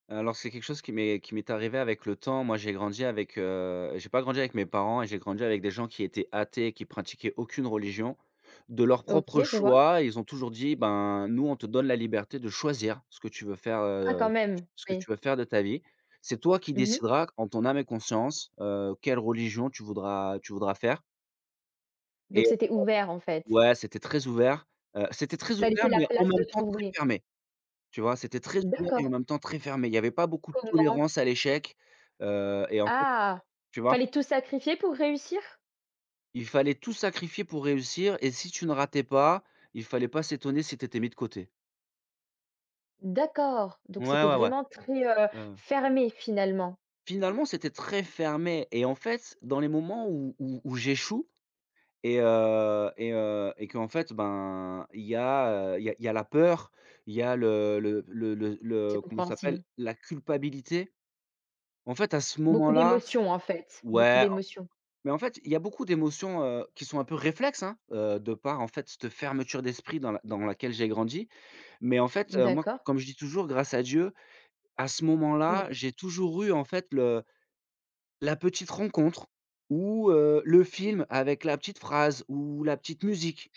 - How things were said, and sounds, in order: stressed: "choisir"
- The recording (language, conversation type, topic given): French, podcast, Quel conseil donnerais-tu à ton moi plus jeune ?